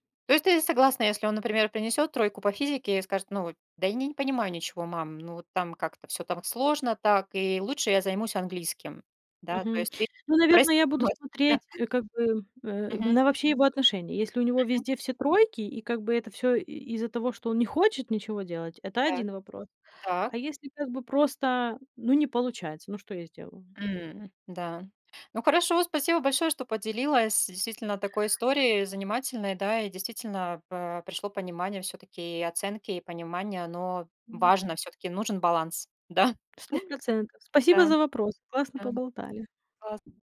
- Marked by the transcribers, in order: unintelligible speech; chuckle; other background noise
- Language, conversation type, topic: Russian, podcast, Что важнее в образовании — оценки или понимание?